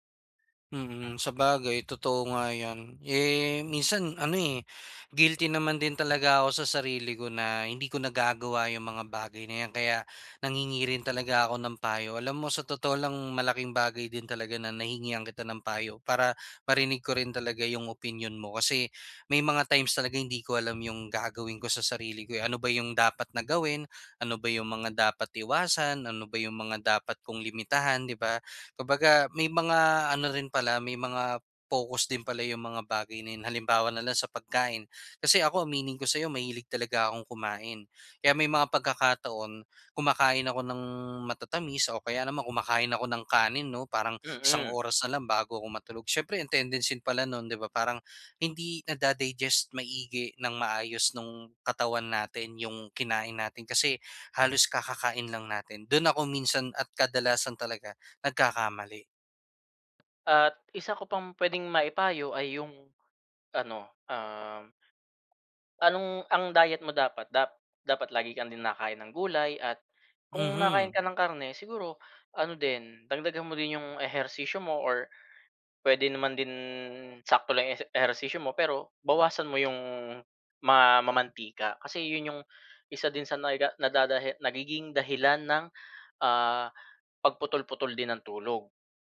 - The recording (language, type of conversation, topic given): Filipino, advice, Bakit hindi ako makapanatili sa iisang takdang oras ng pagtulog?
- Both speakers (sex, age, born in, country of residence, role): male, 25-29, Philippines, Philippines, user; male, 30-34, Philippines, Philippines, advisor
- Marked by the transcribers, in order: in English: "tendencin"; "tendency" said as "tendencin"; tapping